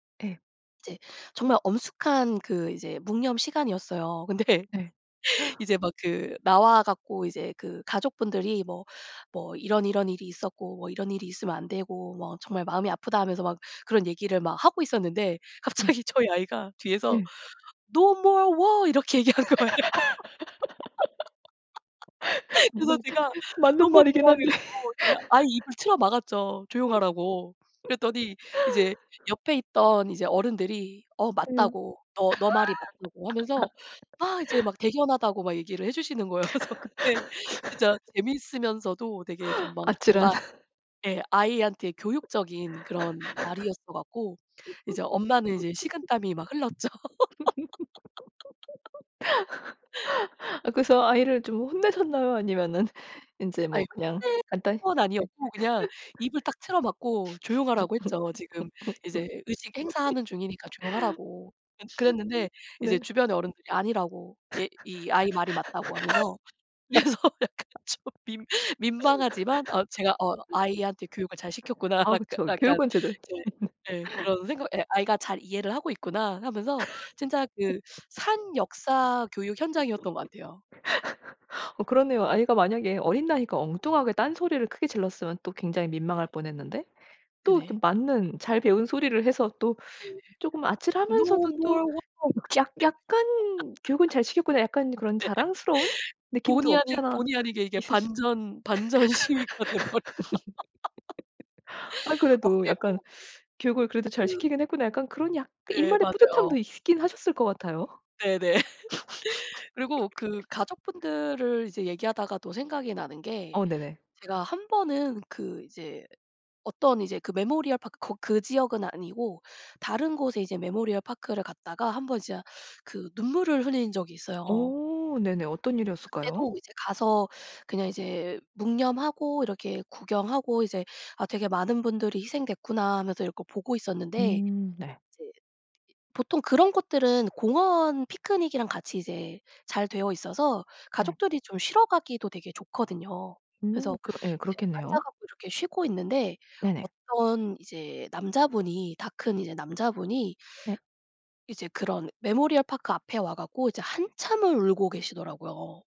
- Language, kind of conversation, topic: Korean, podcast, 그곳에 서서 역사를 실감했던 장소가 있다면, 어디인지 이야기해 주실래요?
- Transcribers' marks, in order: other background noise; laughing while speaking: "근데"; gasp; laughing while speaking: "갑자기"; laugh; put-on voice: "no more war"; in English: "no more war"; laughing while speaking: "얘기한 거예요"; laugh; tapping; laugh; laugh; laugh; laughing while speaking: "그래서 그때 진짜 재미있으면서도"; laugh; laugh; laugh; laugh; laughing while speaking: "그래서 약간 좀"; laughing while speaking: "시켰구나.'"; laugh; laugh; put-on voice: "no more war"; in English: "no more war"; laugh; laughing while speaking: "네"; laughing while speaking: "시위가 돼 버렸어"; laugh; laugh; laugh; in English: "메모리얼 파크"; in English: "메모리얼 파크를"; in English: "메모리얼 파크"